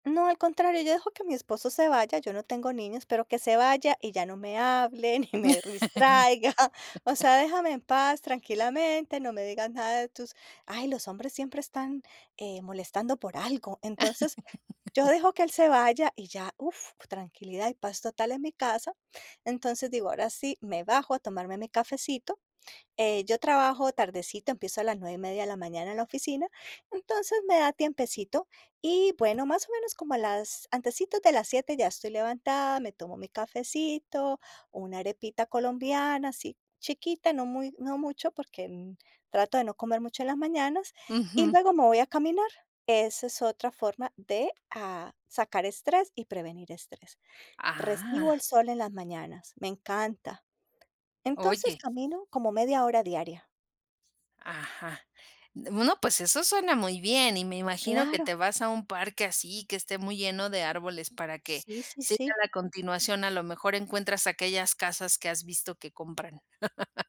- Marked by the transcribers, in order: laugh; laughing while speaking: "ni me ristraiga"; "distraiga" said as "ristraiga"; laugh; chuckle
- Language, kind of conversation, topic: Spanish, podcast, ¿Cómo manejas el estrés cuando se te acumula el trabajo?